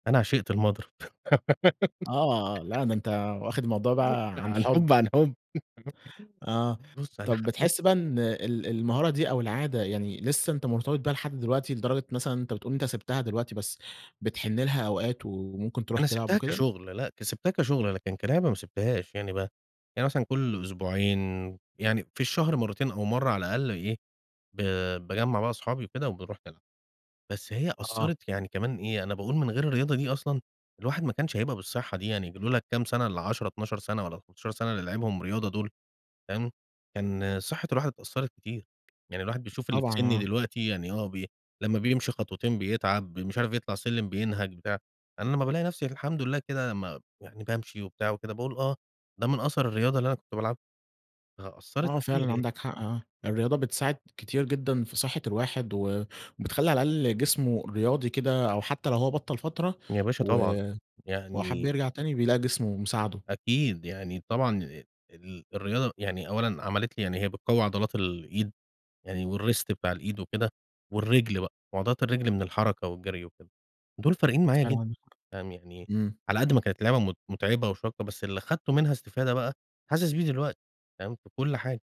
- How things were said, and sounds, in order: giggle; tapping; laughing while speaking: "لأ، عن حب، عن حب"; unintelligible speech; unintelligible speech; in English: "والWrist"
- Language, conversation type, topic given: Arabic, podcast, إزاي شايف تأثير هواياتك وإنت صغير على حياتك دلوقتي؟